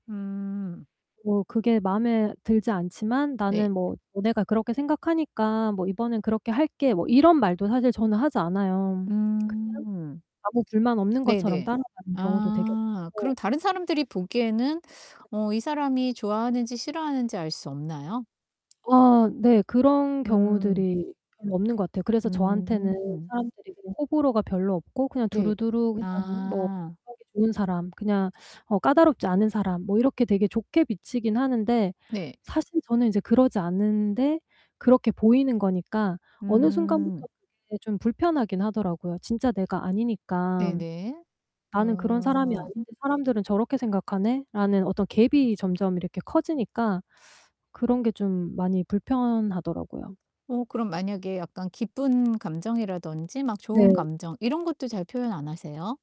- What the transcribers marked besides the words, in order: tapping; distorted speech; static; in English: "gap이"
- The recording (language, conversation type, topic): Korean, advice, 감정이 억눌려 잘 표현되지 않을 때, 어떻게 감정을 알아차리고 말로 표현할 수 있을까요?